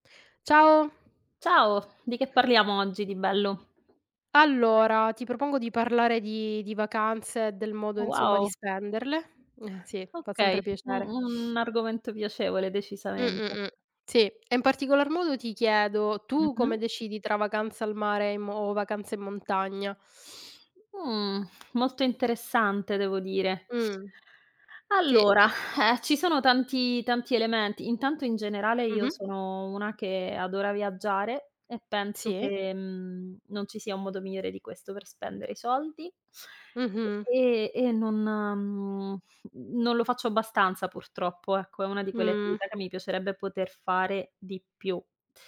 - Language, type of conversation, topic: Italian, unstructured, Come decidi se fare una vacanza al mare o in montagna?
- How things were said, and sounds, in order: tapping; other background noise